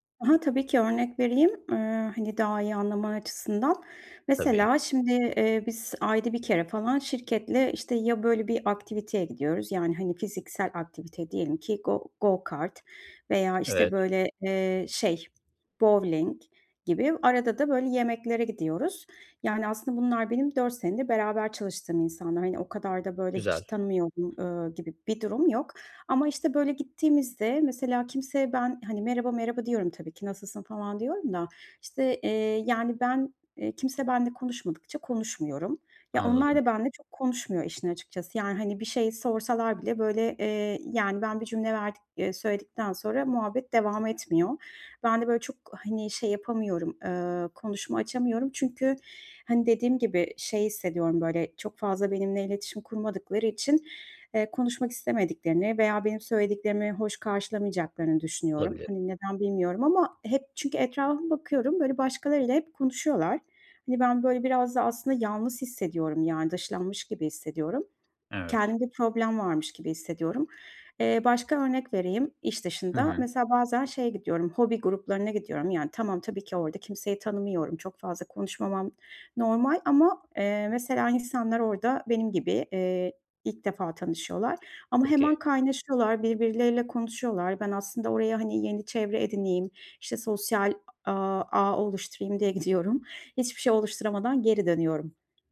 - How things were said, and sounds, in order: other background noise; tapping; laughing while speaking: "gidiyorum"
- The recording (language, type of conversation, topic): Turkish, advice, Grup etkinliklerinde yalnız hissettiğimde ne yapabilirim?